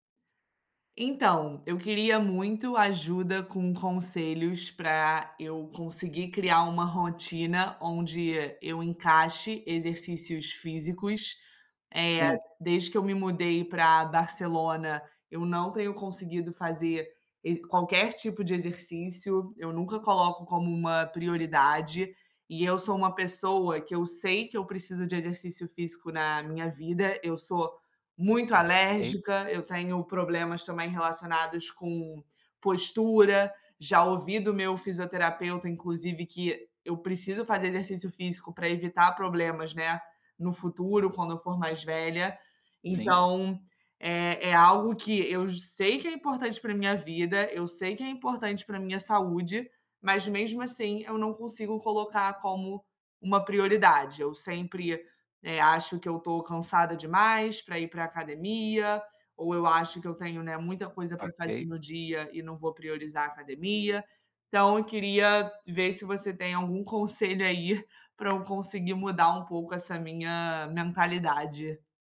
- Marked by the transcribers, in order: tapping
- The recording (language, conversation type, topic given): Portuguese, advice, Como posso ser mais consistente com os exercícios físicos?